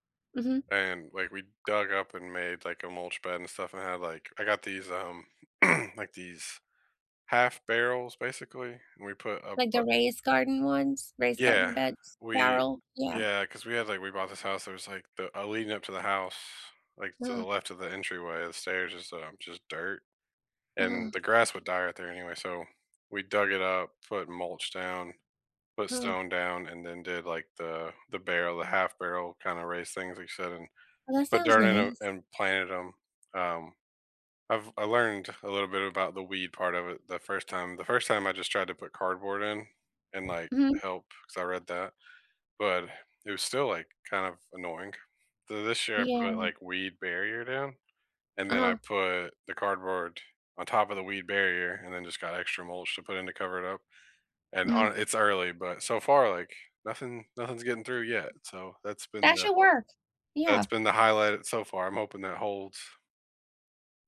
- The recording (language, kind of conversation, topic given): English, unstructured, What is a hobby you have paused and would like to pick up again?
- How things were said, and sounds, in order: tapping; throat clearing; other background noise